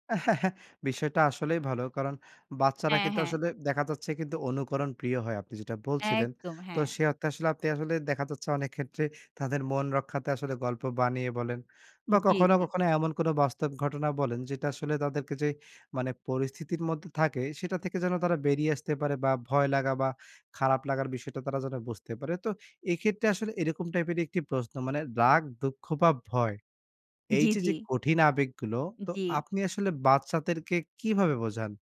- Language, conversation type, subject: Bengali, podcast, বাচ্চাদের আবেগ বুঝতে আপনি কীভাবে তাদের সঙ্গে কথা বলেন?
- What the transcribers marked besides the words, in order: chuckle